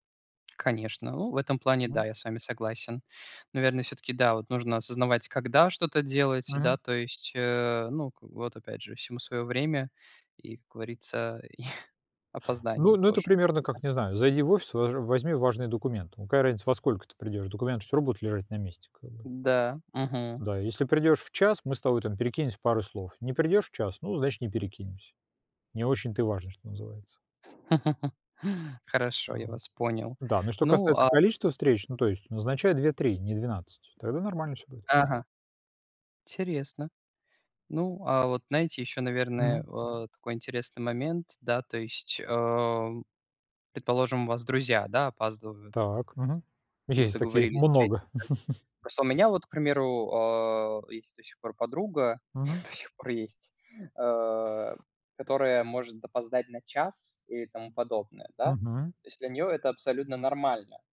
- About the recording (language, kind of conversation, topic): Russian, unstructured, Почему люди не уважают чужое время?
- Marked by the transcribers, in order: chuckle; other background noise; chuckle; other noise; laugh; laughing while speaking: "до сих пор есть"